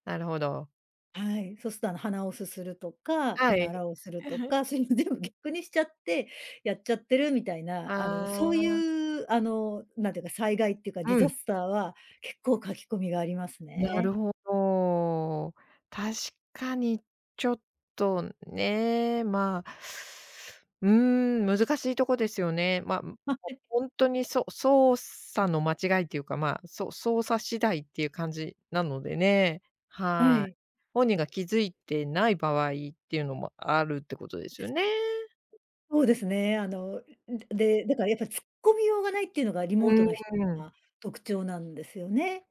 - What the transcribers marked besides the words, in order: chuckle; laughing while speaking: "そういうの全部逆にしちゃって"; tapping
- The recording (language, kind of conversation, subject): Japanese, podcast, リモートワークで一番困ったことは何でしたか？